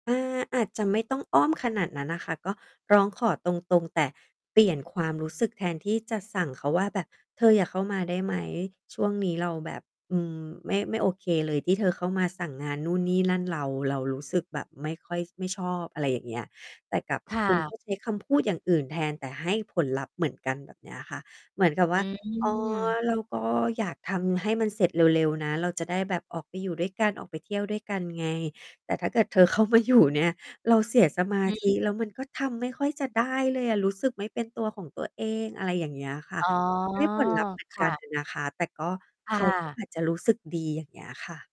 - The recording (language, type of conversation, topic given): Thai, advice, จะขอพื้นที่ส่วนตัวกับคู่รักอย่างไรดี?
- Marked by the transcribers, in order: distorted speech; laughing while speaking: "เข้ามาอยู่"